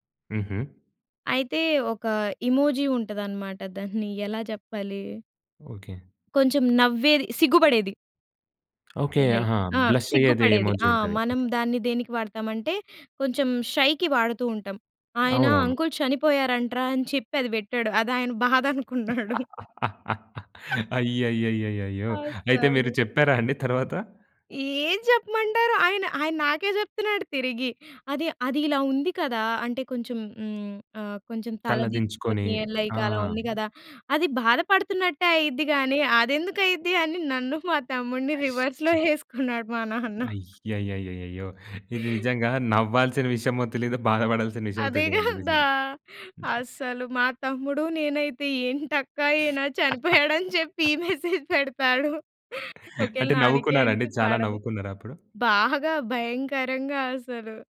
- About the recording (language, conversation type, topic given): Telugu, podcast, ఆన్‌లైన్ సందేశాల్లో గౌరవంగా, స్పష్టంగా మరియు ధైర్యంగా ఎలా మాట్లాడాలి?
- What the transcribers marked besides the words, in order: in English: "ఇమోజి"; chuckle; other background noise; in English: "రైట్"; in English: "బ్లష్"; in English: "ఇమోజి"; in English: "షైకి"; in English: "అంకుల్"; laughing while speaking: "అయ్యయ్యయ్యయ్యయ్యో! అయితే మీరు చెప్పారా అండి తర్వాత?"; laughing while speaking: "ఆయన బాధ అనుకున్నాడు"; in English: "లైక్"; laughing while speaking: "మా తమ్ముడిని రివర్స్‌లో ఏసుకున్నాడు మా నాన్న"; in English: "రివర్స్‌లో"; tapping; laughing while speaking: "నవ్వాల్సిన విషయమో తెలీదు బాధపడాల్సిన విషయమో"; chuckle; laughing while speaking: "ఏంటక్కా ఈయన చనిపోయాడని చెప్పి ఈ మెసేజ్ పెడతాడూ"; laugh; in English: "మెసేజ్"